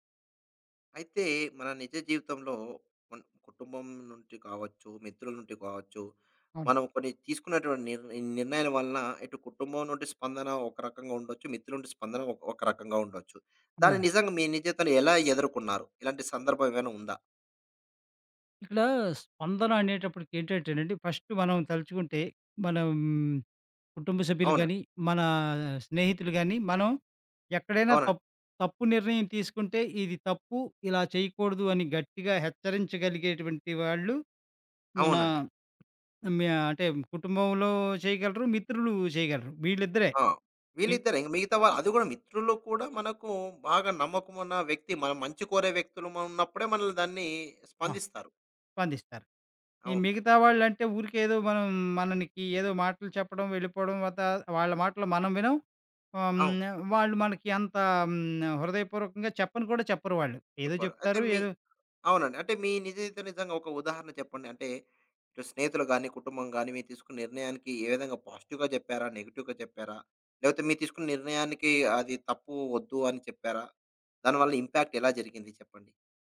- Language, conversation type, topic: Telugu, podcast, కుటుంబ సభ్యులు మరియు స్నేహితుల స్పందనను మీరు ఎలా ఎదుర్కొంటారు?
- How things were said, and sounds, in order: other background noise; in English: "పాజిటివ్‌గా"; in English: "నెగెటివ్‌గా"; in English: "ఇంపాక్ట్"